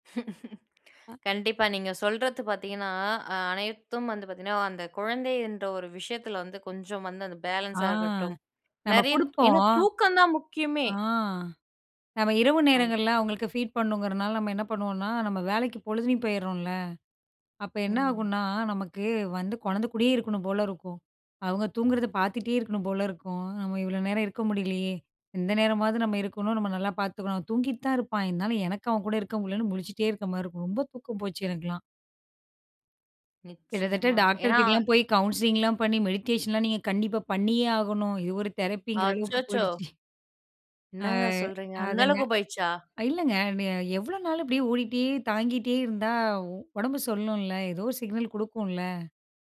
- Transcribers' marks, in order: laugh; drawn out: "ஆ"; drawn out: "ஆ"; in English: "ஃபீட்"; other background noise; in English: "மெடிடேஷன்"; chuckle; anticipating: "என்னங்க சொல்றீங்க! அந்த அளவுக்கு போயிடுச்சா?"
- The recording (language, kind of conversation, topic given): Tamil, podcast, உடல் சோர்வு ஏற்பட்டால் வேலையை நிறுத்தி ஓய்வெடுப்பதா என்பதை எப்படி முடிவெடுக்கிறீர்கள்?